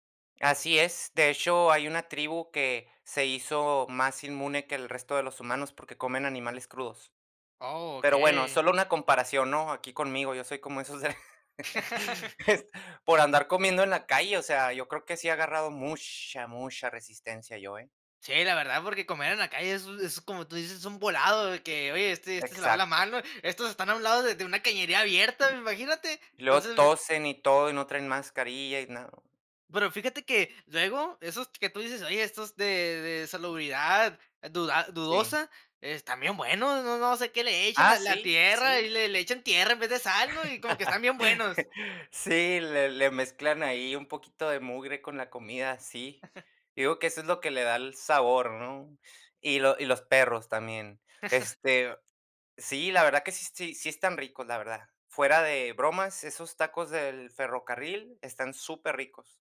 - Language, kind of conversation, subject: Spanish, podcast, ¿Qué comida callejera te cambió la forma de ver un lugar?
- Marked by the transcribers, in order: laugh; tapping; laugh; chuckle; chuckle